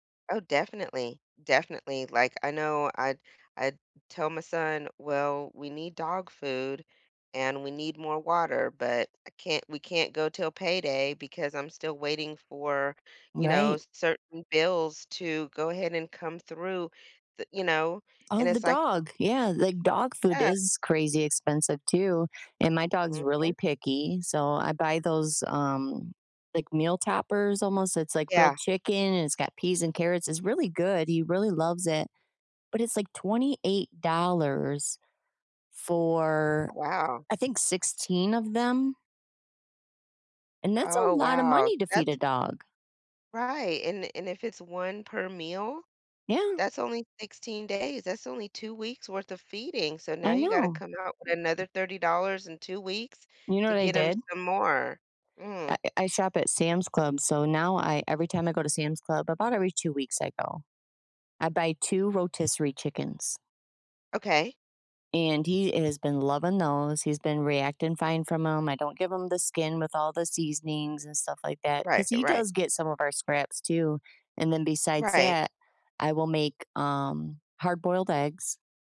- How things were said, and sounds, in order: none
- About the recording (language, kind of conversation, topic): English, unstructured, How can I notice how money quietly influences my daily choices?
- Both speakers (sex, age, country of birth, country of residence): female, 50-54, United States, United States; female, 50-54, United States, United States